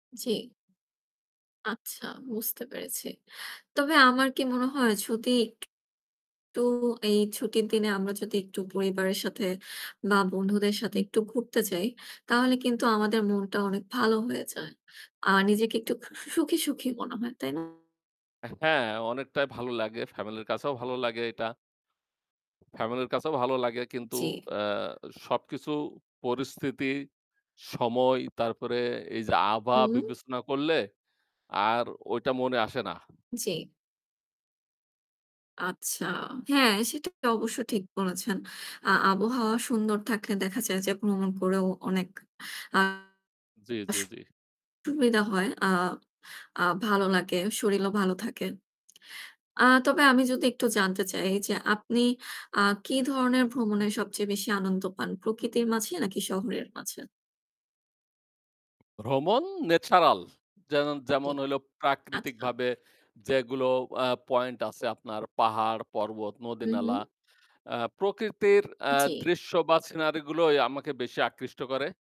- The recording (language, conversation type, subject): Bengali, unstructured, ভ্রমণ কীভাবে তোমাকে সুখী করে তোলে?
- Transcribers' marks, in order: static; tapping; distorted speech; "শরীরও" said as "শরিলও"; other background noise